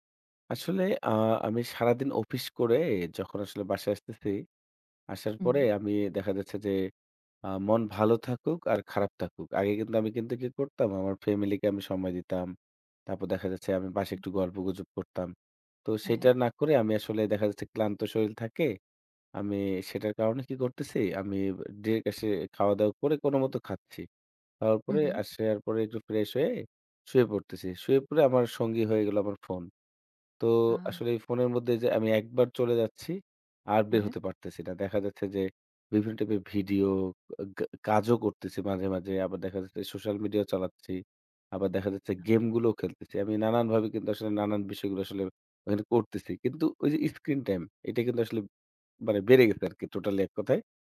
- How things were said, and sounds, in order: other background noise; tapping
- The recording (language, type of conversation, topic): Bengali, advice, রাতে স্ক্রিন সময় বেশি থাকলে কি ঘুমের সমস্যা হয়?